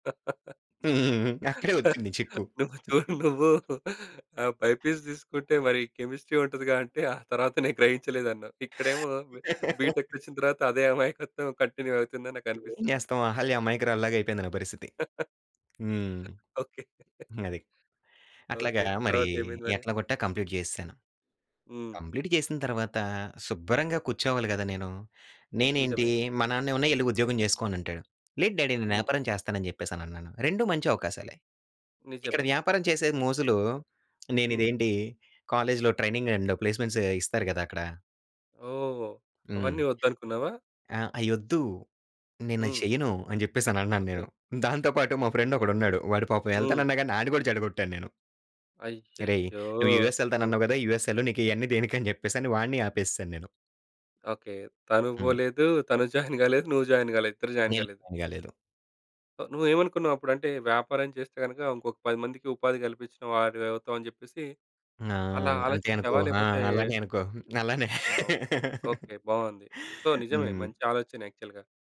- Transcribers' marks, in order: laughing while speaking: "నువ్వు చూడు నువ్వు ఆ బైపీసీ … తర్వాత నేను గ్రహించలేదన్నావు"; chuckle; in English: "బైపీసీ"; in English: "కెమిస్ట్రీ"; other noise; tapping; laugh; in English: "కంటిన్యూ"; laughing while speaking: "ఓకే"; in English: "కంప్లీట్"; in English: "కంప్లీట్"; in English: "డ్యాడీ"; in English: "కాలేజ్‌లో ట్రైనింగ్ అండ్ ప్లేస్మెంట్సే"; laughing while speaking: "దాంతో పాటు మా ఫ్రెండొకడున్నాడు"; in English: "యూఎస్"; in English: "యూఎస్"; in English: "జాయిన్"; in English: "జాయిన్"; in English: "జాయిన్"; in English: "జాయిన్"; in English: "సో"; laugh; in English: "యాక్చువల్‌గా"
- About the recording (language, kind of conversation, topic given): Telugu, podcast, రెండు మంచి అవకాశాల మధ్య ఒకటి ఎంచుకోవాల్సి వచ్చినప్పుడు మీరు ఎలా నిర్ణయం తీసుకుంటారు?